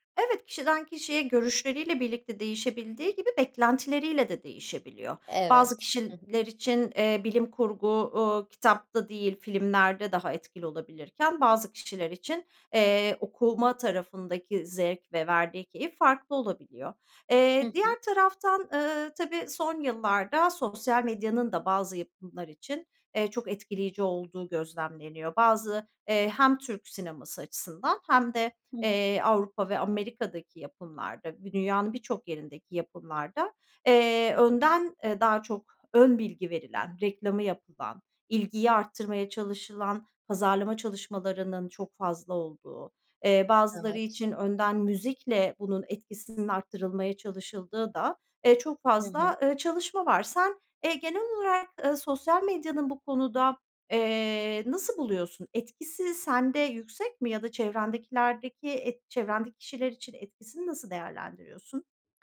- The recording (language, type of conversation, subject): Turkish, podcast, Unutamadığın en etkileyici sinema deneyimini anlatır mısın?
- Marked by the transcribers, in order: tapping; other background noise